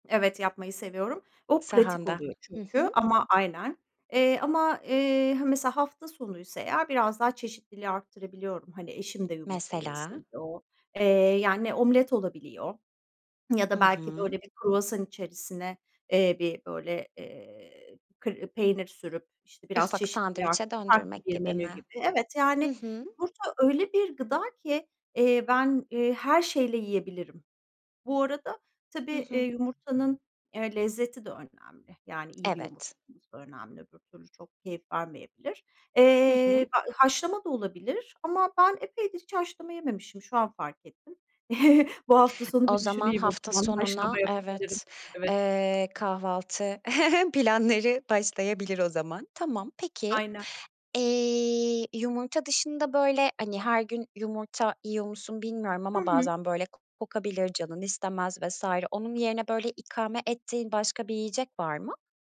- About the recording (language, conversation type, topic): Turkish, podcast, Küçük alışkanlıklar hayatınızı nasıl değiştirdi?
- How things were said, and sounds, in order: tapping; giggle; other background noise; giggle